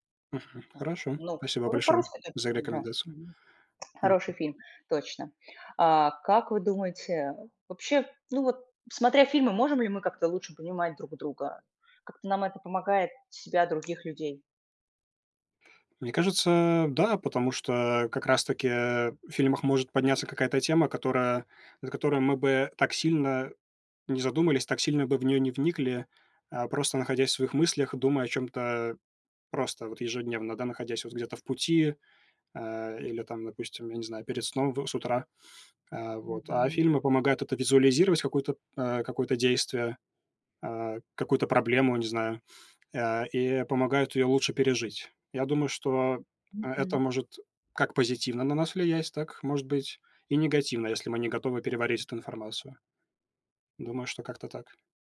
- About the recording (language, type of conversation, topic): Russian, unstructured, Почему фильмы часто вызывают сильные эмоции у зрителей?
- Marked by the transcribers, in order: other noise; unintelligible speech; tapping; swallow